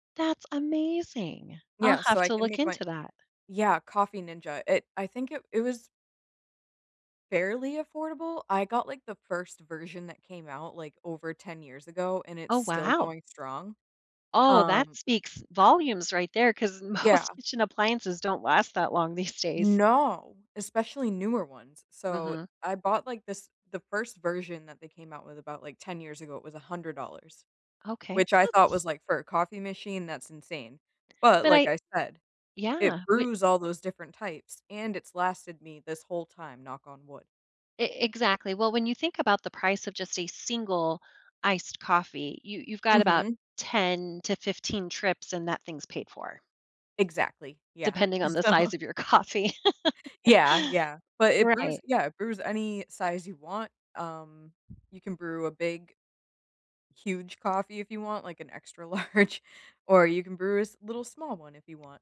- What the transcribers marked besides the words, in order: laughing while speaking: "most"; laughing while speaking: "days"; tapping; laughing while speaking: "So"; laughing while speaking: "coffee"; other background noise; laughing while speaking: "extra large"
- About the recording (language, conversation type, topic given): English, unstructured, What morning routine helps you start your day best?